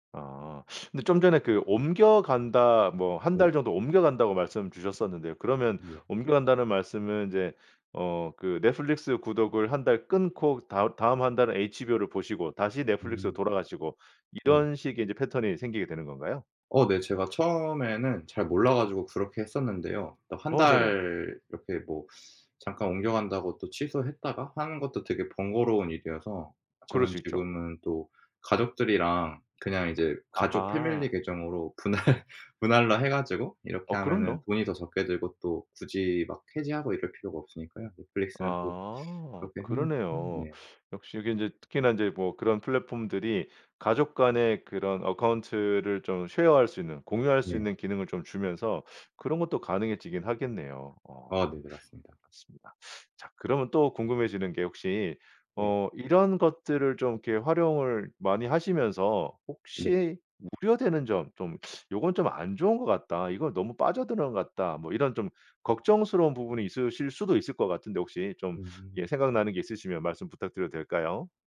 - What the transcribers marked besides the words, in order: teeth sucking; put-on voice: "넷플릭스"; put-on voice: "넷플릭스로"; other background noise; laughing while speaking: "분할"; in English: "어카운트를"; in English: "share"
- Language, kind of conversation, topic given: Korean, podcast, 넷플릭스 같은 플랫폼이 콘텐츠 소비를 어떻게 바꿨나요?